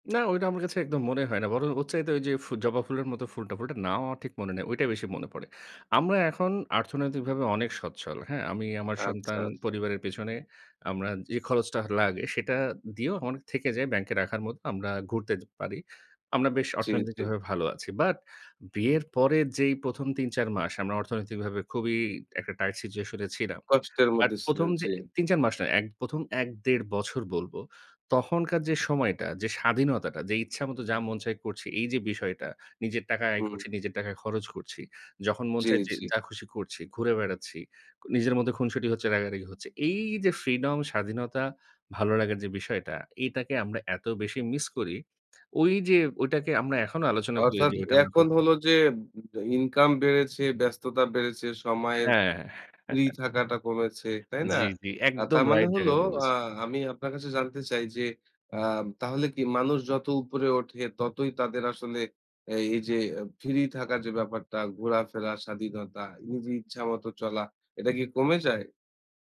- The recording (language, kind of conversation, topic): Bengali, podcast, জীবনে আপনার সবচেয়ে গর্বের মুহূর্ত কোনটি—সেটা কি আমাদের শোনাবেন?
- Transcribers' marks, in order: "অর্থনৈতিকভাবে" said as "আর্থনৈতিকভাবে"; in English: "টাইট সিচুয়েশন"; other noise; drawn out: "হ্যাঁ"; chuckle; "ফ্রি" said as "ফিরি"